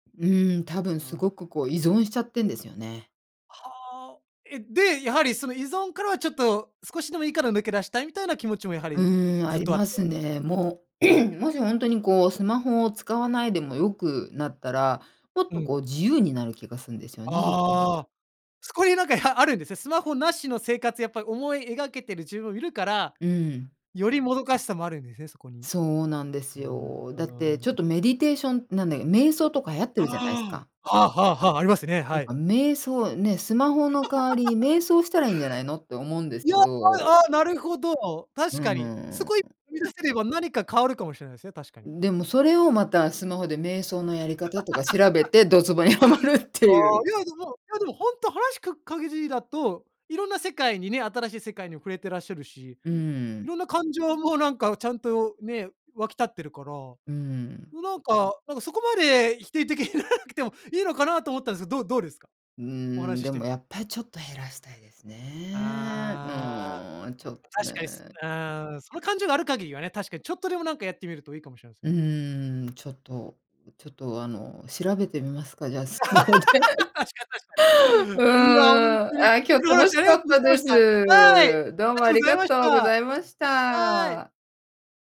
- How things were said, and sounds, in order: throat clearing; laugh; in English: "メディテーション"; laugh; laugh; laughing while speaking: "はまるっていう"; laughing while speaking: "にならなくても"; tapping; laugh; laughing while speaking: "スマホで"
- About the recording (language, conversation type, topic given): Japanese, podcast, スマホと上手に付き合うために、普段どんな工夫をしていますか？